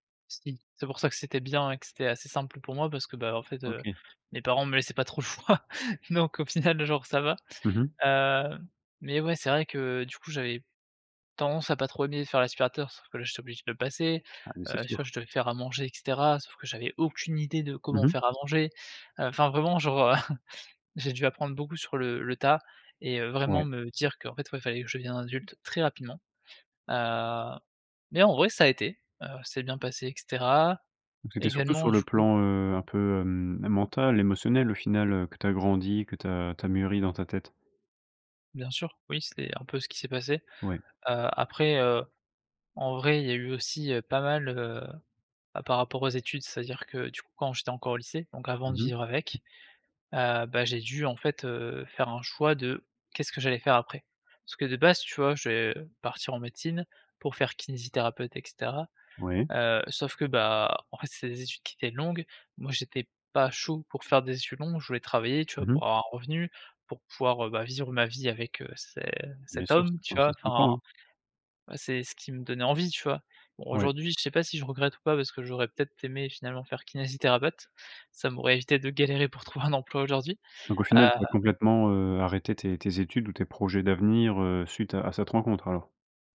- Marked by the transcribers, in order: laughing while speaking: "choix. Donc au final, genre"; stressed: "aucune"; chuckle
- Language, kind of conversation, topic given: French, podcast, Peux-tu raconter un moment où tu as dû devenir adulte du jour au lendemain ?